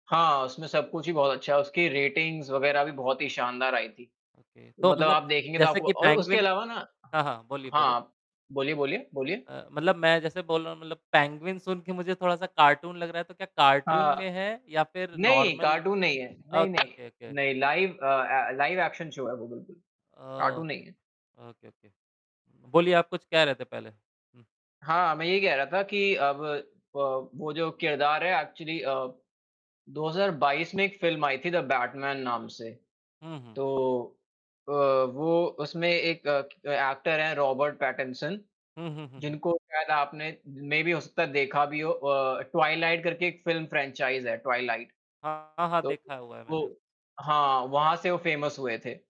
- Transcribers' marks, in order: in English: "रेटिंग्स"; distorted speech; in English: "ओके"; in English: "नॉर्मल? ओके, ओके, ओके"; other background noise; in English: "लाइव"; in English: "लाइव एक्शन शो"; in English: "ओके, ओके। ओके, ओके"; static; in English: "एक्चुअली"; in English: "एक्टर"; in English: "मेबी"; in English: "फ्रेंचाइज़"; in English: "फ़ेमस"
- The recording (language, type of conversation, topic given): Hindi, unstructured, आपके अनुसार किस फिल्म का निर्देशन सबसे उत्कृष्ट है?